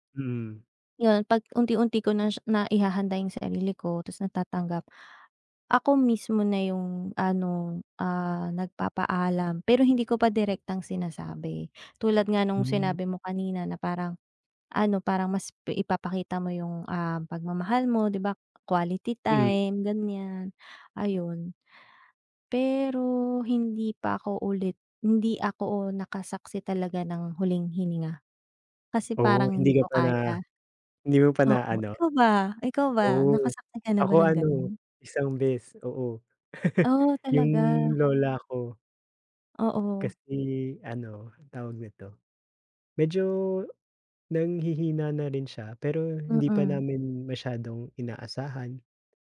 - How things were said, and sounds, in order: chuckle
- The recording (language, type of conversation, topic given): Filipino, unstructured, Paano mo tinutulungan ang sarili mong harapin ang panghuling paalam?